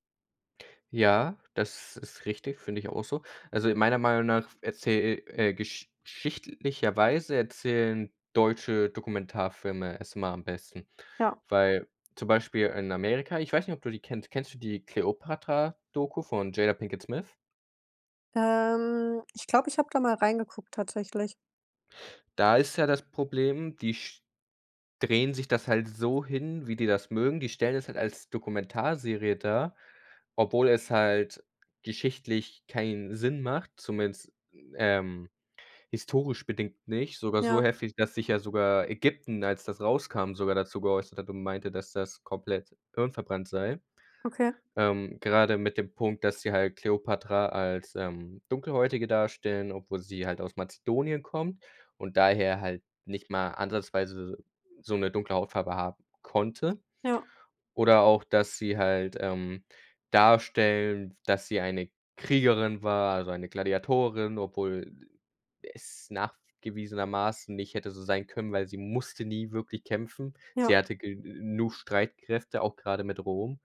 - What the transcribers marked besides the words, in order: other background noise; stressed: "Ägypten"; stressed: "konnte"; stressed: "musste"; "genug" said as "gennuch"
- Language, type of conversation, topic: German, unstructured, Was ärgert dich am meisten an der Art, wie Geschichte erzählt wird?